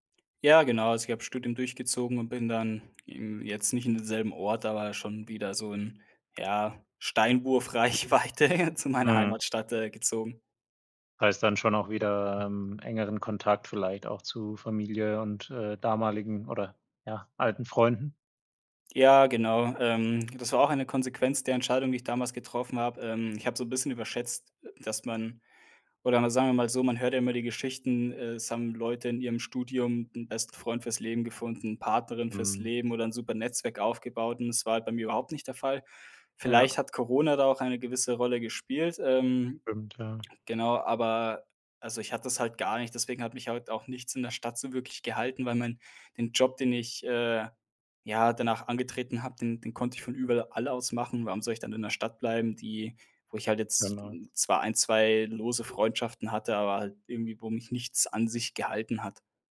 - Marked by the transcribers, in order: laughing while speaking: "Reichweite"
- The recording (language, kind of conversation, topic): German, podcast, Wann hast du zum ersten Mal wirklich eine Entscheidung für dich selbst getroffen?